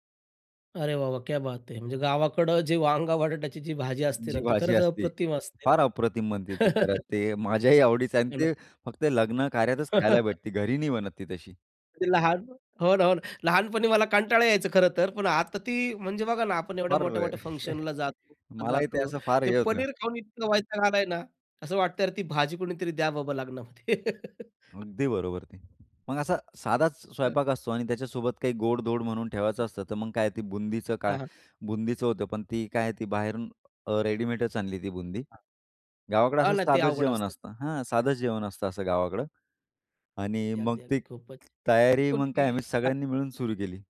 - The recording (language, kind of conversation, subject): Marathi, podcast, तुम्ही एकत्र स्वयंपाक केलेला एखादा अनुभव आठवून सांगू शकाल का?
- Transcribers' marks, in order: in Hindi: "क्या बात है"; other background noise; laugh; tapping; laugh; joyful: "हो ना, हो ना"; chuckle; in English: "फंक्शनला"; laugh; other noise; unintelligible speech